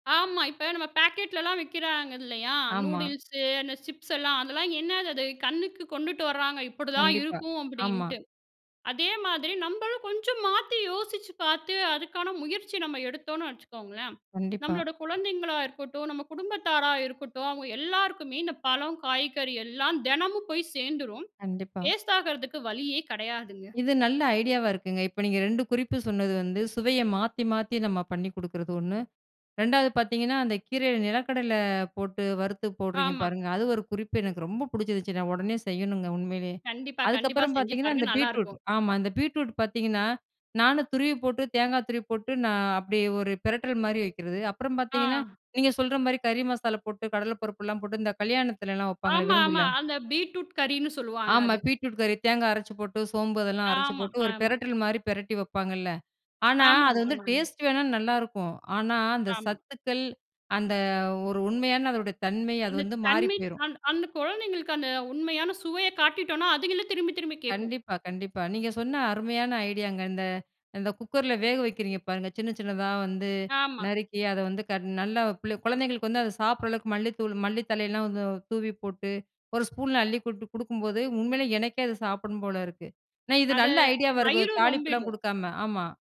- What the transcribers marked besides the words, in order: none
- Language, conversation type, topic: Tamil, podcast, பழங்கள் மற்றும் காய்கறிகளை தினமும் உணவில் எளிதாகச் சேர்த்துக்கொள்ளுவது எப்படி?